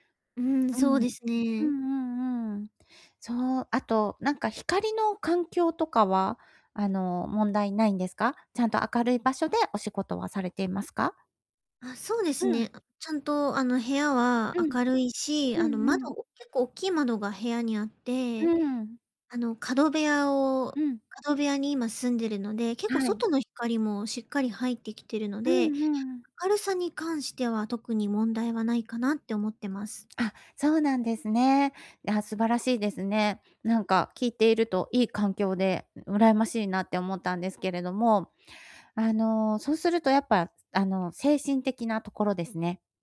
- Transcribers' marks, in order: other background noise
- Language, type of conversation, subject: Japanese, advice, 環境を変えることで創造性をどう刺激できますか？